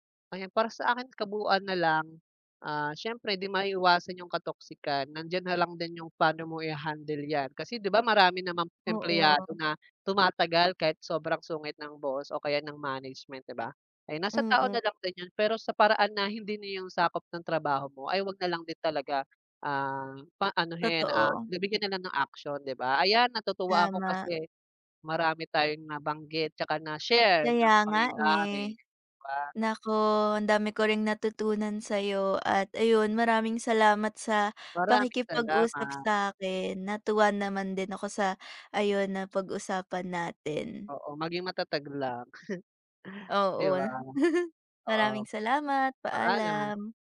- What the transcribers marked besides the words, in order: laugh
- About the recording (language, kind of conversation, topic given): Filipino, unstructured, Paano mo hinaharap ang nakalalasong kapaligiran sa opisina?